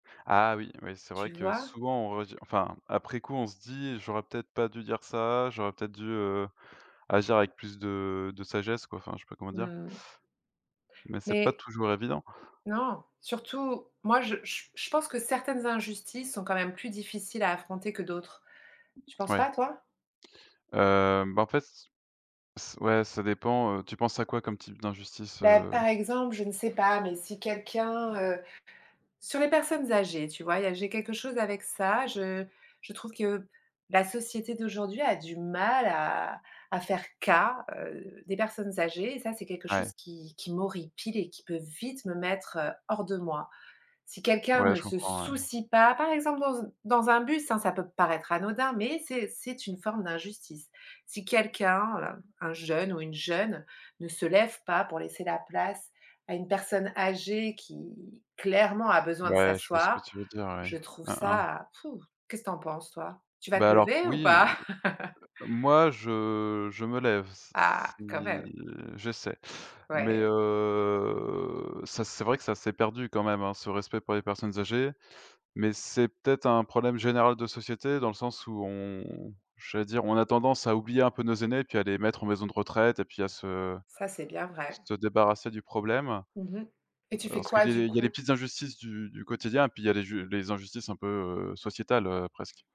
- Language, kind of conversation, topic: French, unstructured, Comment réagis-tu face à une injustice ?
- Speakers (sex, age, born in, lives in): female, 45-49, France, France; male, 30-34, France, France
- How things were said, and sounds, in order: stressed: "cas"; chuckle; drawn out: "si"; drawn out: "heu"